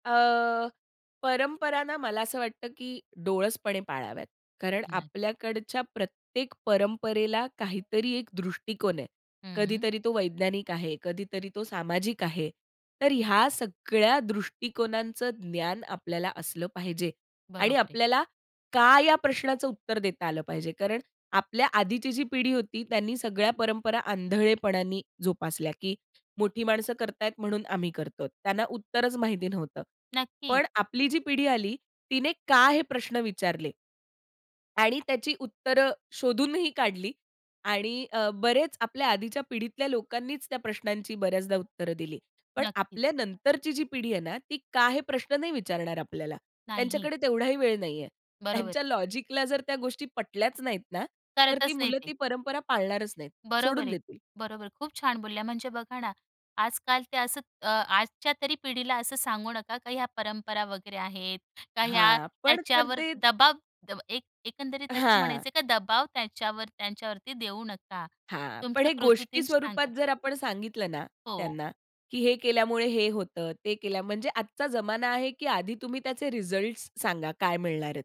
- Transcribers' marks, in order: other background noise; tapping; alarm
- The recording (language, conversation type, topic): Marathi, podcast, परंपरा जतन करण्यासाठी पुढच्या पिढीला तुम्ही काय सांगाल?